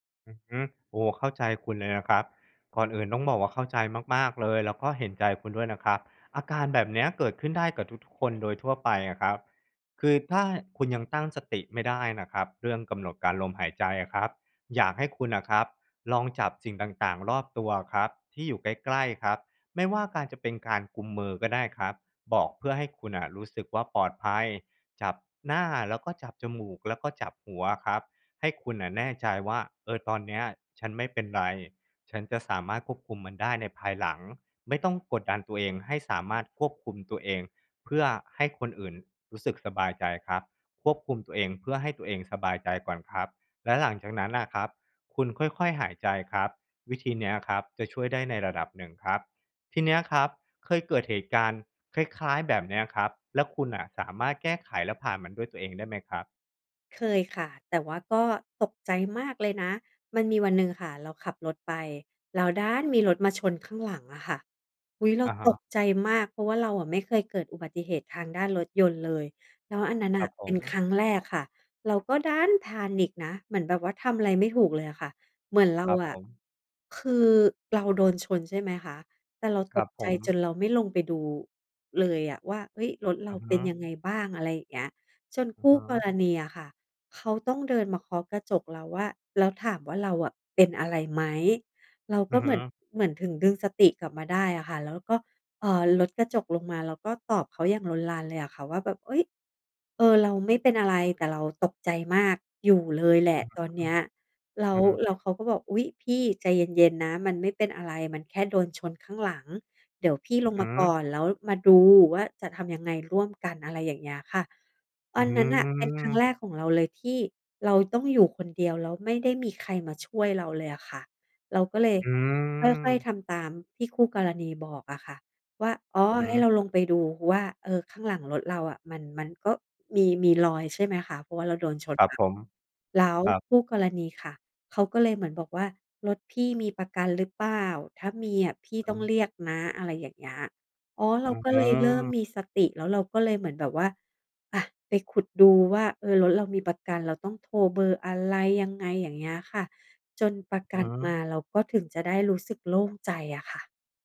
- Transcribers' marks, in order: stressed: "ดัน"; stressed: "ดัน"; in English: "panic"
- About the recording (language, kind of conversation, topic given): Thai, advice, ทำไมฉันถึงมีอาการใจสั่นและตื่นตระหนกในสถานการณ์ที่ไม่คาดคิด?